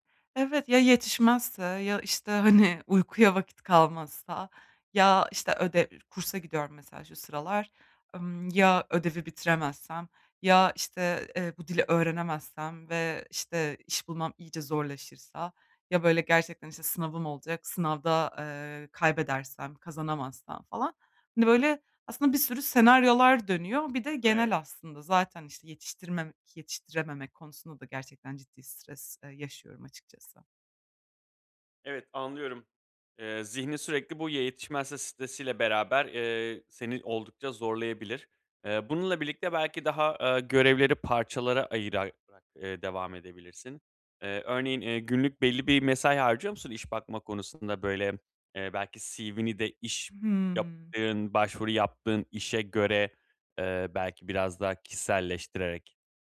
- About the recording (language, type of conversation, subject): Turkish, advice, Gün içinde bunaldığım anlarda hızlı ve etkili bir şekilde nasıl topraklanabilirim?
- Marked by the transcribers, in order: other background noise